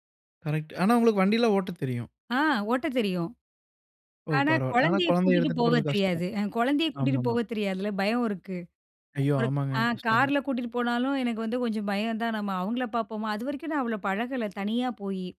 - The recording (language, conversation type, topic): Tamil, podcast, பணிக்கு இடம் மாறினால் உங்கள் குடும்ப வாழ்க்கையுடன் சமநிலையை எப்படி காக்கிறீர்கள்?
- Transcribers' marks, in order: tapping